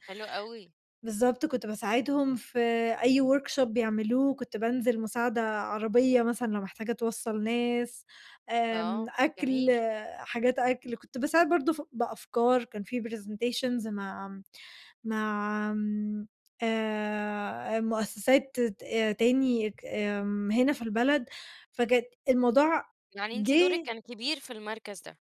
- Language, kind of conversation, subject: Arabic, podcast, احكيلي عن لقاء صدفة إزاي ادّاك فرصة ماكنتش متوقّعها؟
- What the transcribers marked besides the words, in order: in English: "workshop"; in English: "presentations"